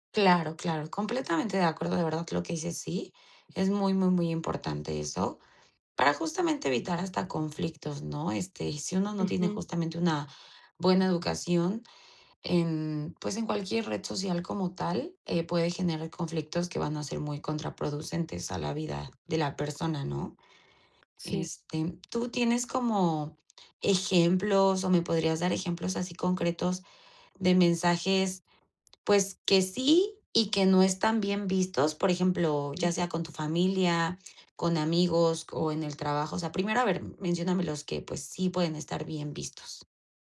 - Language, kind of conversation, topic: Spanish, podcast, ¿Qué consideras que es de buena educación al escribir por WhatsApp?
- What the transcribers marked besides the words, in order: none